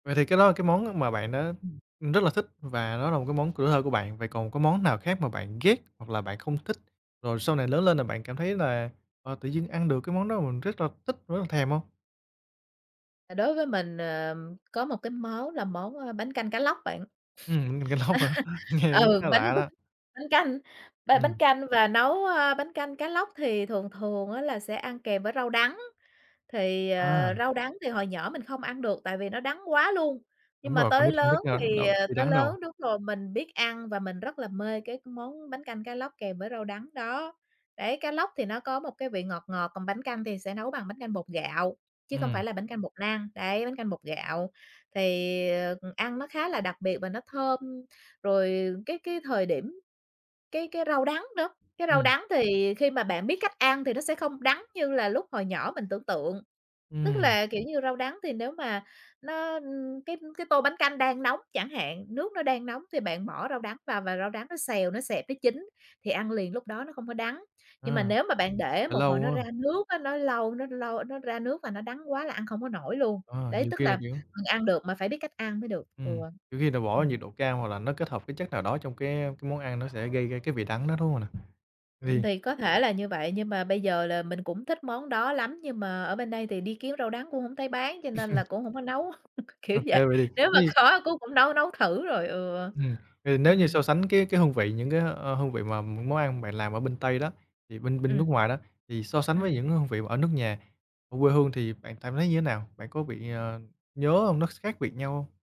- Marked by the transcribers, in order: tapping; other background noise; laughing while speaking: "bánh canh cá lóc hả? Nghe"; chuckle; chuckle; unintelligible speech; chuckle
- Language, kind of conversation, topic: Vietnamese, podcast, Món ăn nào gợi nhớ quê nhà với bạn?